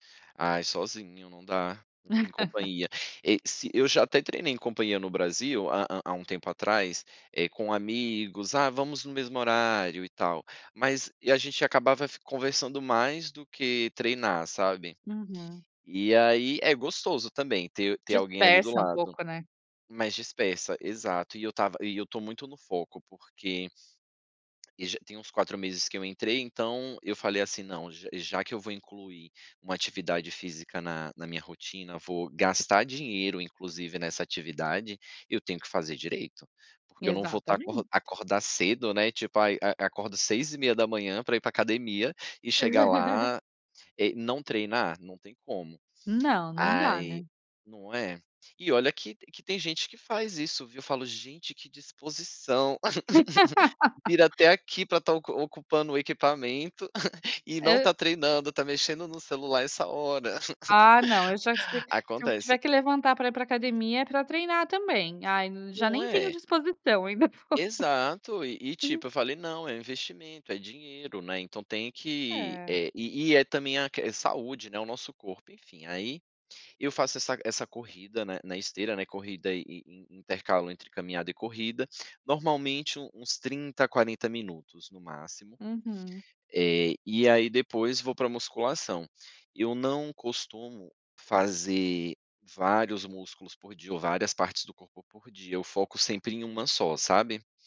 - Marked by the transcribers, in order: chuckle; laugh; laugh; chuckle; laugh; chuckle
- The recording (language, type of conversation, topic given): Portuguese, podcast, Como é sua rotina matinal para começar bem o dia?